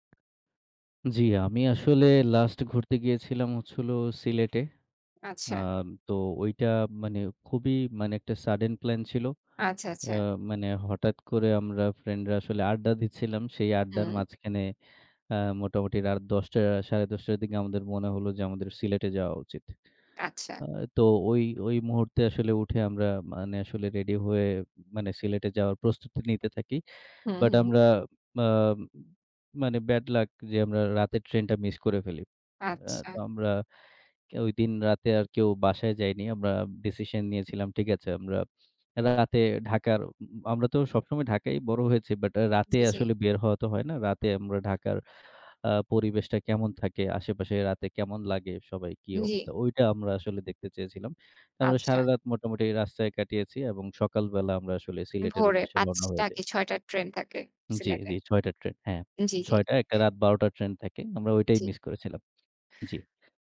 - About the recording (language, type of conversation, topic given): Bengali, unstructured, আপনি সর্বশেষ কোথায় বেড়াতে গিয়েছিলেন?
- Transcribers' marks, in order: other background noise; tapping